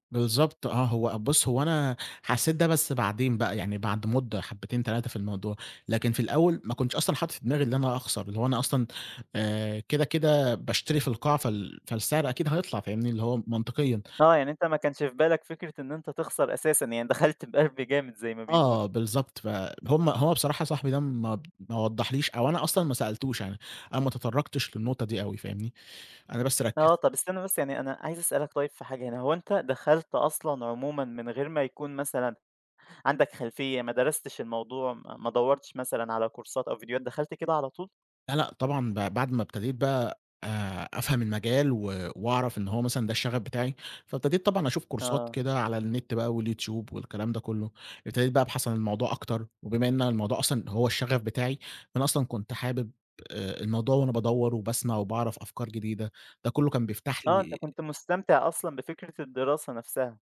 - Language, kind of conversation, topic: Arabic, podcast, إزاي بدأت مشروع الشغف بتاعك؟
- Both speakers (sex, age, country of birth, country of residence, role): male, 20-24, Egypt, Egypt, guest; male, 20-24, Egypt, Egypt, host
- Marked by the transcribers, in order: tapping; in English: "كورسات"; in English: "كورسات"